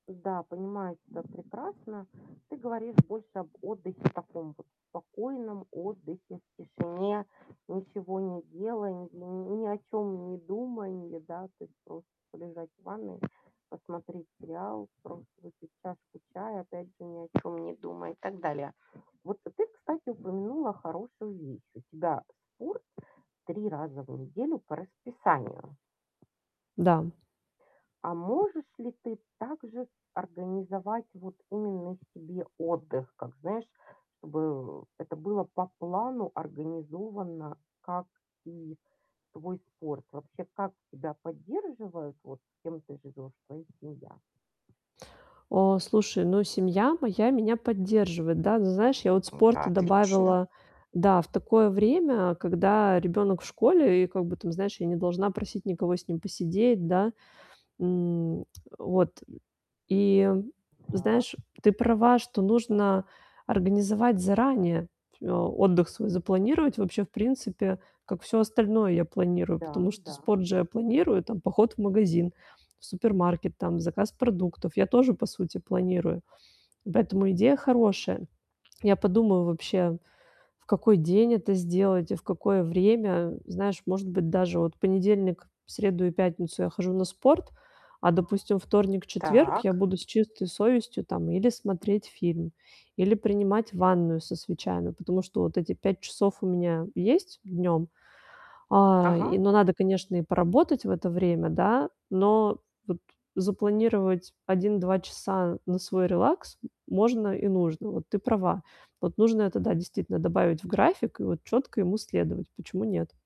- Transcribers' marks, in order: other background noise; tapping; distorted speech; other animal sound
- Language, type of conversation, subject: Russian, advice, Почему я чувствую вину, когда отдыхаю и развлекаюсь дома?